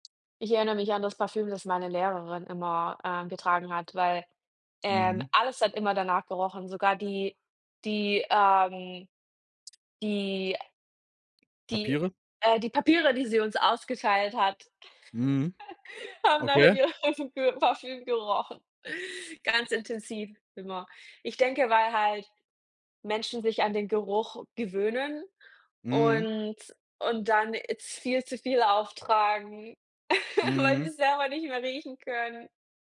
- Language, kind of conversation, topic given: German, unstructured, Gibt es einen Geruch, der dich sofort an deine Vergangenheit erinnert?
- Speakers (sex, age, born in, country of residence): female, 30-34, Germany, Germany; male, 35-39, Germany, Germany
- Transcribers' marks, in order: other background noise; laugh; laughing while speaking: "haben nach ihrem Pö Parfüm gerochen"; chuckle; laughing while speaking: "weil sie's selber nicht mehr riechen können"